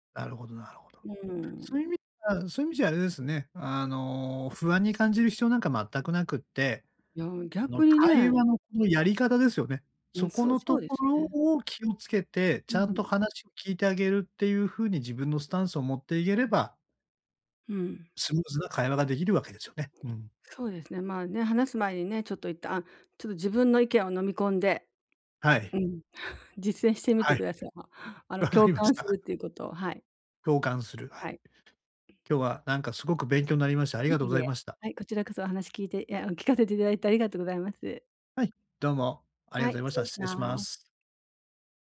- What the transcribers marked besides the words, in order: other background noise; in English: "スタンス"; chuckle; laughing while speaking: "わかりました"
- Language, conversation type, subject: Japanese, advice, パートナーとの会話で不安をどう伝えればよいですか？